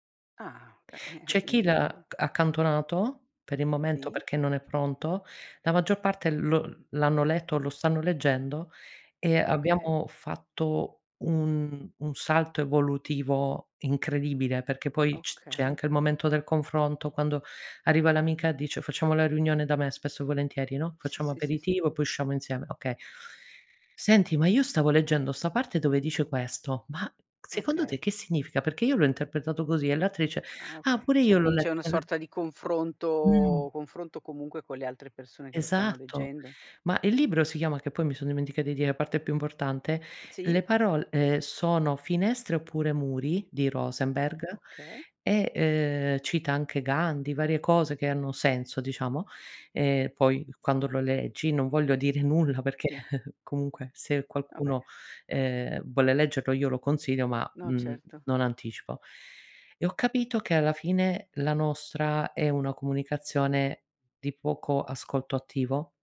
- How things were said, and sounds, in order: other background noise; unintelligible speech; chuckle
- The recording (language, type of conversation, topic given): Italian, podcast, Come capisci quando è il momento di ascoltare invece di parlare?